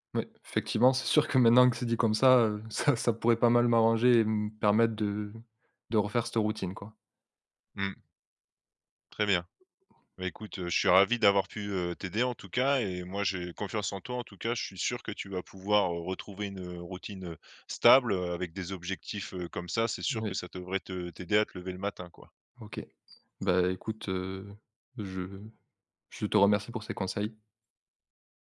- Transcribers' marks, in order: laughing while speaking: "que maintenant"; other background noise
- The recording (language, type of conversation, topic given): French, advice, Difficulté à créer une routine matinale stable